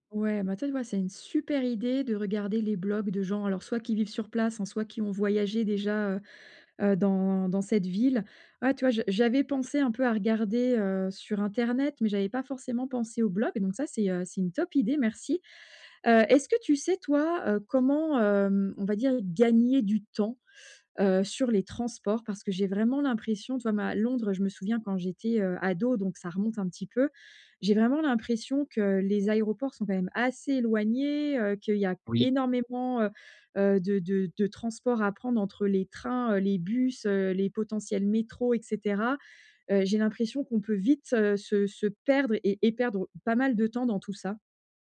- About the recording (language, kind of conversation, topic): French, advice, Comment profiter au mieux de ses voyages quand on a peu de temps ?
- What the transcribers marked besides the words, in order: stressed: "super"; other background noise; stressed: "gagner du temps"; stressed: "assez"